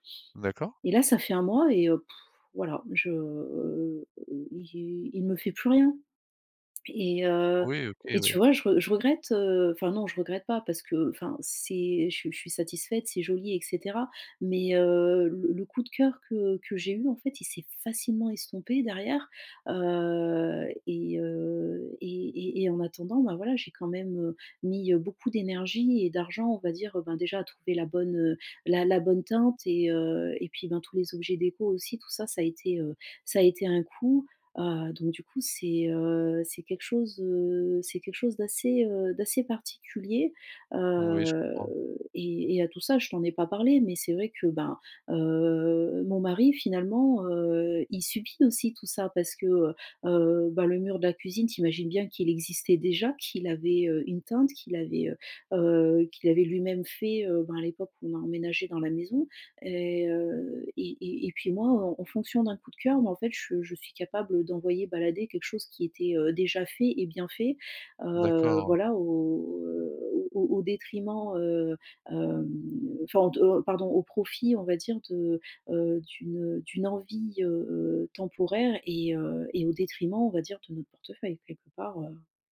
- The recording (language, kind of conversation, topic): French, advice, Comment reconnaître les situations qui déclenchent mes envies et éviter qu’elles prennent le dessus ?
- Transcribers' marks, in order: drawn out: "je"; other background noise; drawn out: "heu"; stressed: "facilement"; drawn out: "heu"; drawn out: "heu"; drawn out: "heu"; drawn out: "heu"; drawn out: "heu"; drawn out: "heu"